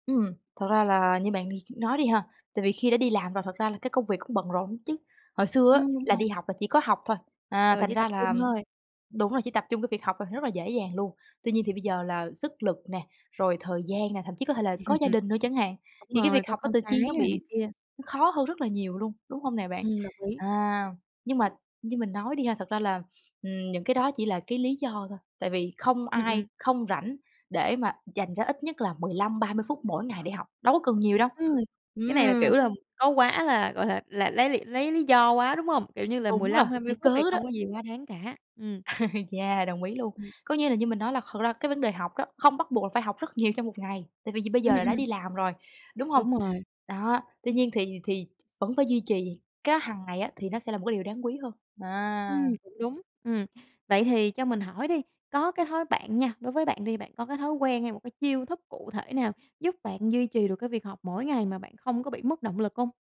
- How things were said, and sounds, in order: "lắm" said as "ứn"; laugh; tapping; other background noise; background speech; laugh; laughing while speaking: "nhiều"
- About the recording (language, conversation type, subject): Vietnamese, podcast, Theo bạn, làm thế nào để giữ lửa học suốt đời?